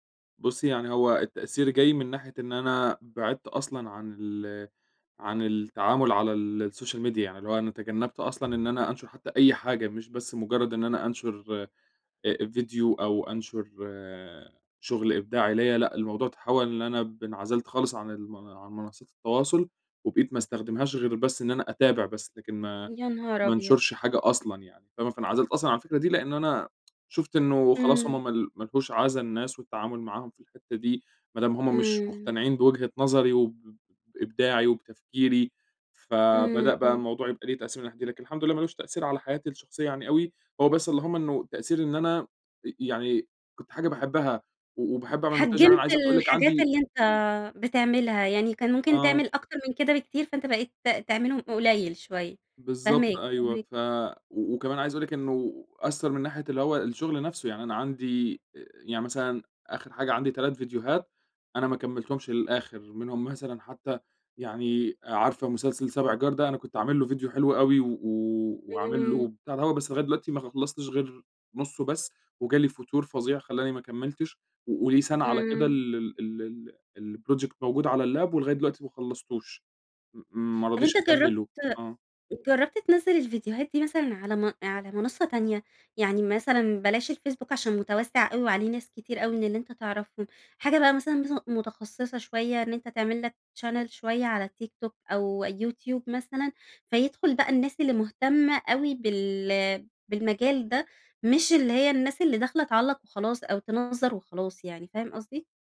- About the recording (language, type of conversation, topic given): Arabic, advice, إزاي أقدر أتغلّب على خوفي من النقد اللي بيمنعني أكمّل شغلي الإبداعي؟
- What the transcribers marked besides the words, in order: in English: "السوشيال ميديا"; tapping; other background noise; in English: "الproject"; in English: "اللاب"; in English: "channel"